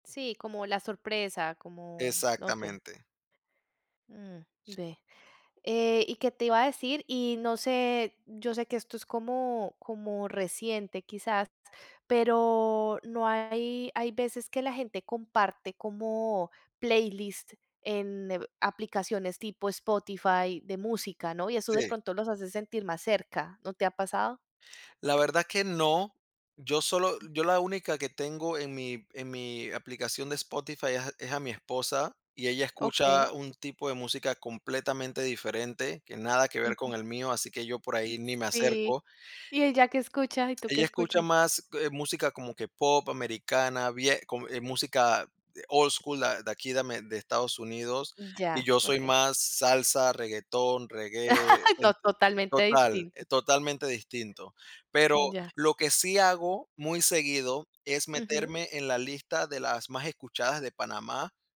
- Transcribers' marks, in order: other background noise; other noise; laugh
- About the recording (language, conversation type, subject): Spanish, podcast, ¿Cómo mantienes amistades a distancia?
- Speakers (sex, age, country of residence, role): female, 35-39, Italy, host; male, 30-34, United States, guest